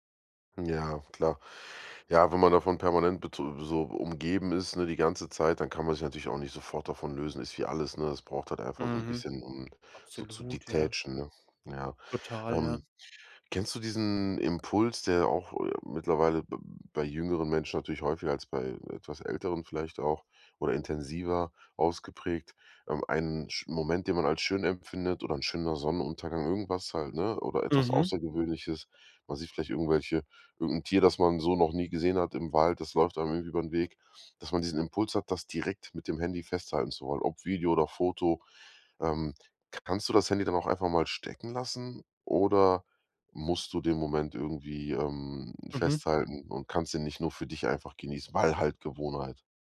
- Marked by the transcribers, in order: in English: "detachen"; stressed: "Weil"
- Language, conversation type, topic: German, podcast, Wie hilft dir die Natur beim Abschalten vom digitalen Alltag?